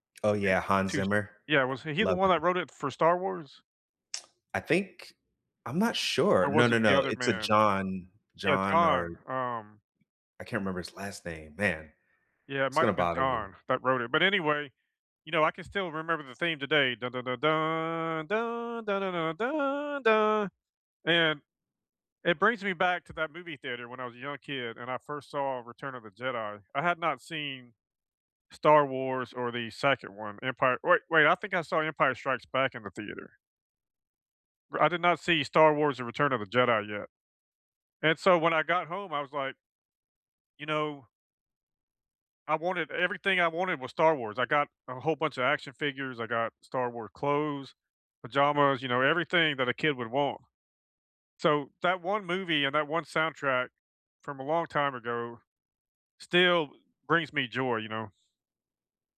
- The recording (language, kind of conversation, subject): English, unstructured, Which movie, TV show, or video game soundtrack instantly transports you back to a vivid moment in your life, and why?
- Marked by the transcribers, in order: unintelligible speech; humming a tune; other background noise